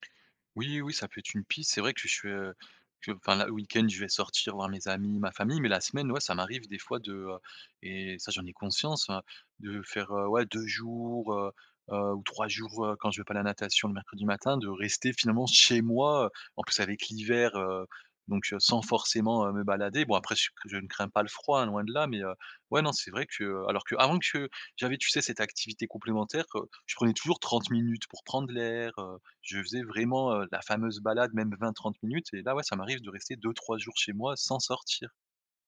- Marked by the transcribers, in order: stressed: "conscience"; stressed: "deux"; drawn out: "jours"; stressed: "trois"; stressed: "chez"
- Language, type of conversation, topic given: French, advice, Pourquoi n’arrive-je pas à me détendre après une journée chargée ?